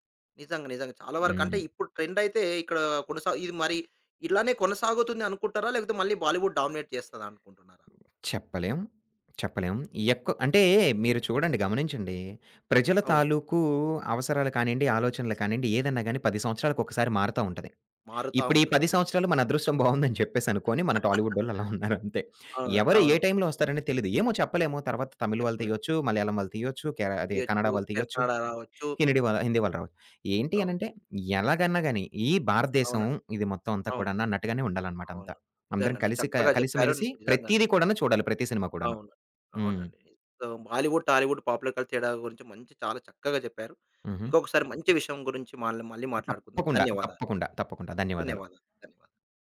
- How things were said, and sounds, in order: in English: "డామినేట్"; other background noise; giggle; chuckle; giggle; in English: "సో బాలీవుడ్, టాలీవుడ్ పాపులర్"
- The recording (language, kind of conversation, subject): Telugu, podcast, బాలీవుడ్ మరియు టాలీవుడ్‌ల పాపులర్ కల్చర్‌లో ఉన్న ప్రధాన తేడాలు ఏమిటి?